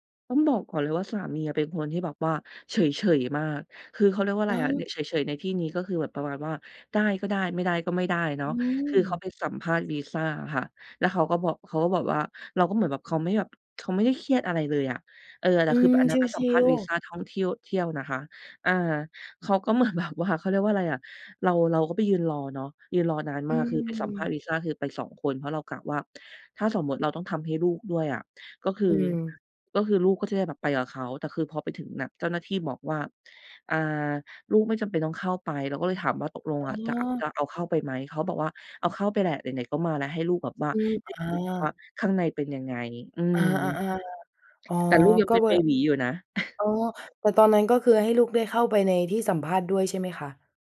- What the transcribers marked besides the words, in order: laughing while speaking: "แบบว่า"; chuckle
- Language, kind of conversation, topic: Thai, podcast, การเดินทางครั้งไหนที่ทำให้คุณมองโลกเปลี่ยนไปบ้าง?